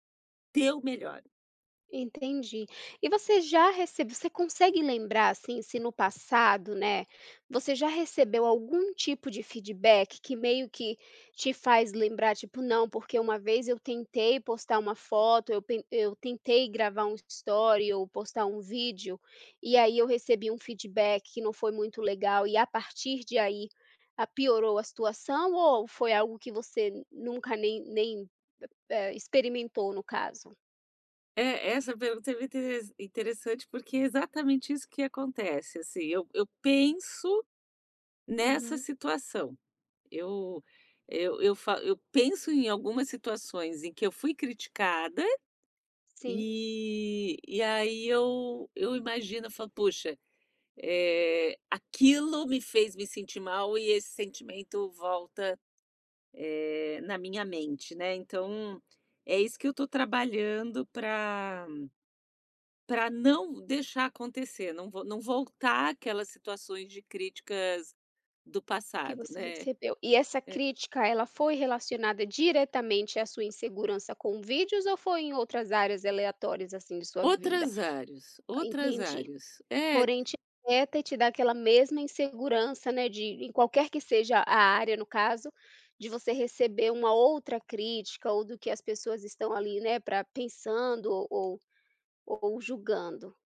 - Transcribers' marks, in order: other background noise; in English: "story"; drawn out: "e"; tapping
- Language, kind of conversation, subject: Portuguese, advice, Como posso lidar com a paralisia ao começar um projeto novo?
- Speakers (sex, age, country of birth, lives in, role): female, 30-34, Brazil, United States, advisor; female, 45-49, Brazil, United States, user